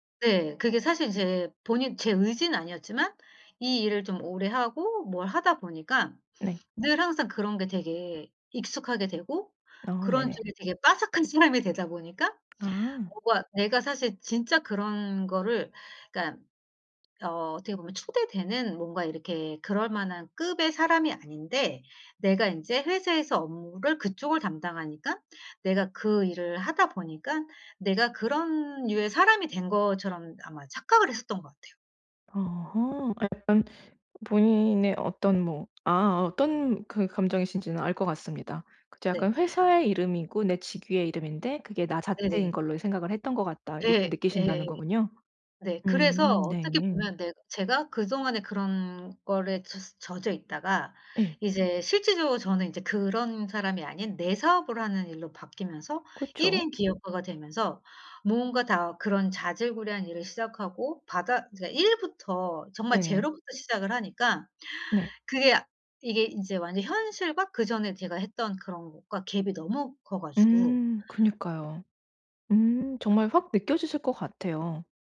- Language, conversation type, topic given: Korean, advice, 사회적 지위 변화로 낮아진 자존감을 회복하고 정체성을 다시 세우려면 어떻게 해야 하나요?
- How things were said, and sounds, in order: other background noise; tapping; laughing while speaking: "사람이"; "거에" said as "걸에"; in English: "제로 부터"